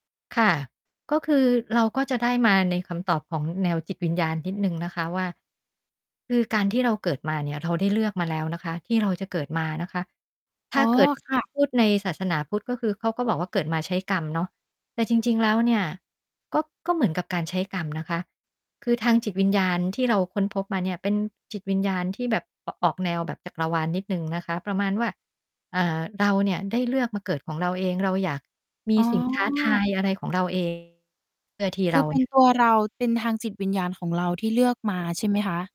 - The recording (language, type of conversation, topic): Thai, podcast, คุณเคยท้อกับการหาจุดหมายในชีวิตไหม แล้วคุณรับมือกับความรู้สึกนั้นอย่างไร?
- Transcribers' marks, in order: other background noise; distorted speech